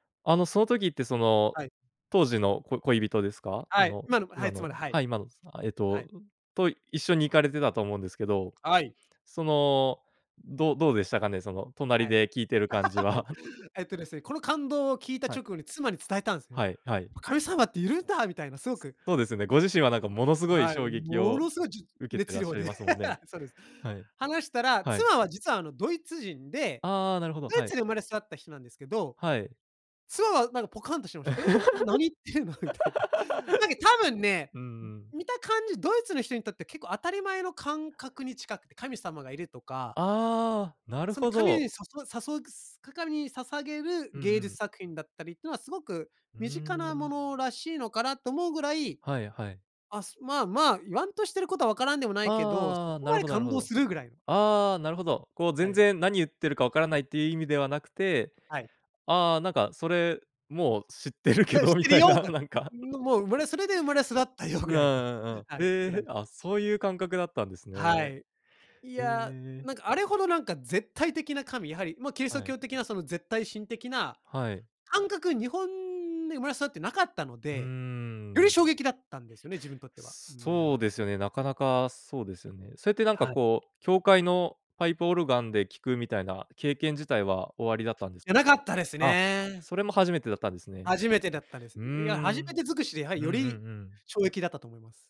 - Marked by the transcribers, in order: laugh; giggle; laugh; laughing while speaking: "え、何言ってるの？みたいな"; laugh; laughing while speaking: "知ってるけどみたいな、なんか"; chuckle; laughing while speaking: "よぐらいの"; tapping; other background noise
- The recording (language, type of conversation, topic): Japanese, podcast, 初めて強く心に残った曲を覚えていますか？
- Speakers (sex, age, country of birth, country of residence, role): male, 30-34, Japan, Japan, host; male, 35-39, Japan, Japan, guest